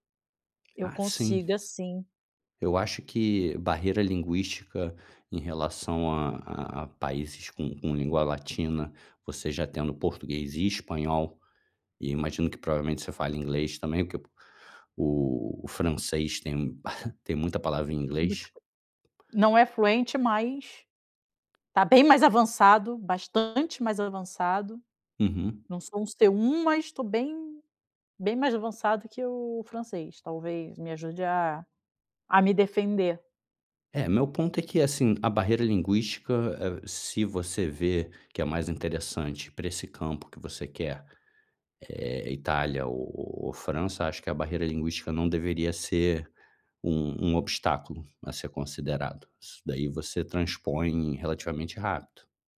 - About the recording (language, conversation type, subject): Portuguese, advice, Como posso trocar de carreira sem garantias?
- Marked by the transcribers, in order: chuckle; unintelligible speech